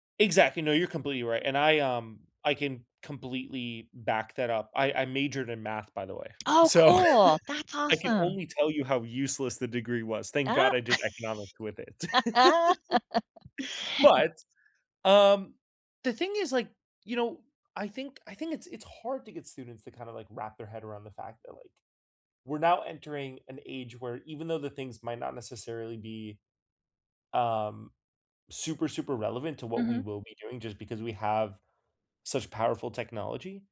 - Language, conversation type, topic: English, unstructured, What’s one thing you always make time for?
- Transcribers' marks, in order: laughing while speaking: "so"; laugh; laugh; stressed: "But"